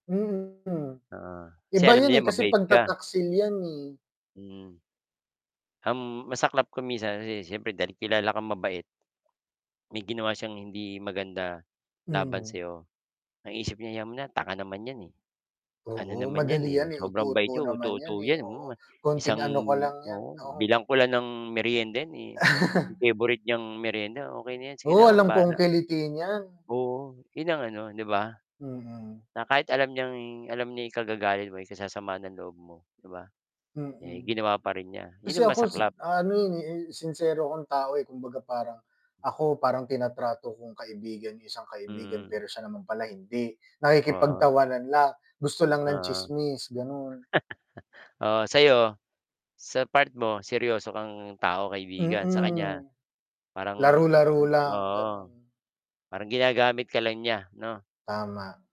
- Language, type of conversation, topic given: Filipino, unstructured, Ano ang ginagawa mo kapag nagtaksil ang isang kaibigan sa iyong pagtitiwala?
- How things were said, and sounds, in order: static; distorted speech; tapping; laugh; laugh